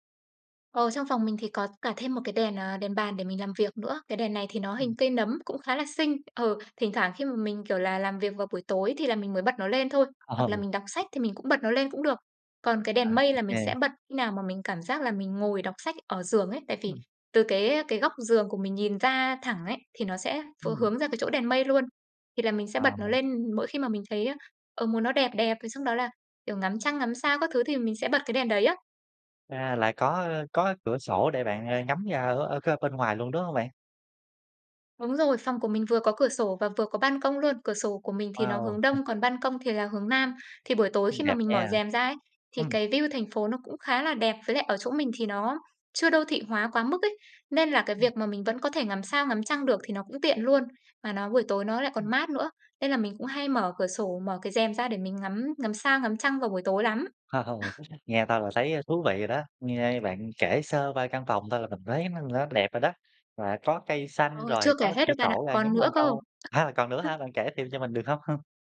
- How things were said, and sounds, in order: other background noise; tapping; laughing while speaking: "Ừ"; in English: "view"; laughing while speaking: "Wow!"; laugh; laugh
- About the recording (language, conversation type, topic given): Vietnamese, podcast, Buổi tối thư giãn lý tưởng trong ngôi nhà mơ ước của bạn diễn ra như thế nào?